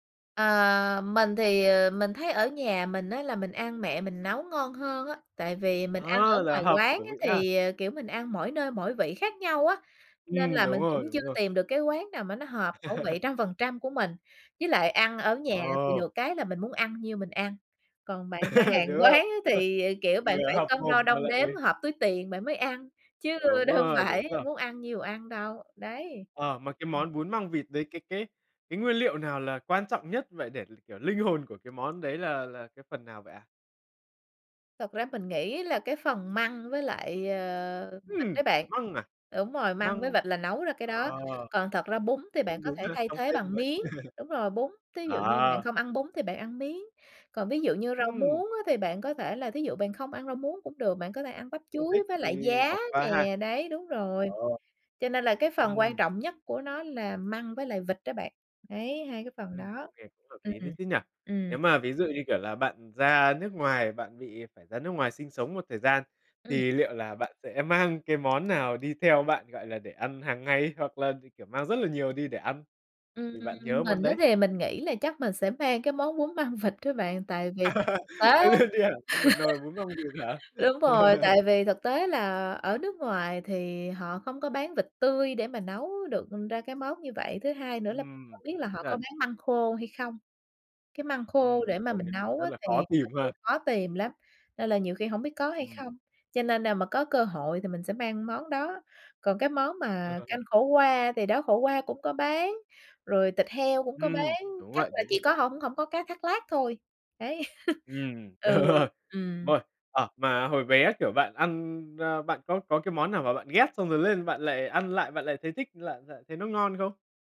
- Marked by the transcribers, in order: tapping; laugh; laugh; laughing while speaking: "quán á"; unintelligible speech; other background noise; laugh; laugh; laughing while speaking: "Mang luôn đi hẳn"; laugh; laugh
- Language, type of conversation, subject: Vietnamese, podcast, Những món ăn truyền thống nào không thể thiếu ở nhà bạn?